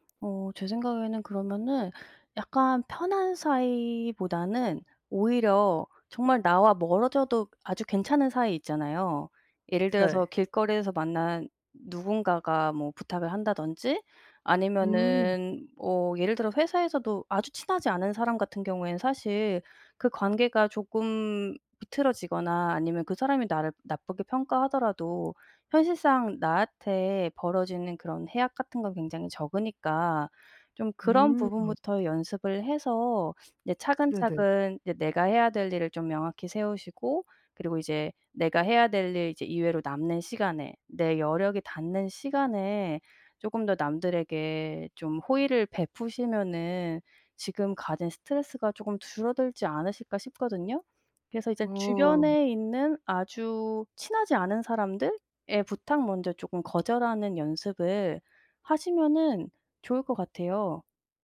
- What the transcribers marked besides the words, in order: none
- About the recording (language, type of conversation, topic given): Korean, advice, 어떻게 하면 죄책감 없이 다른 사람의 요청을 자연스럽게 거절할 수 있을까요?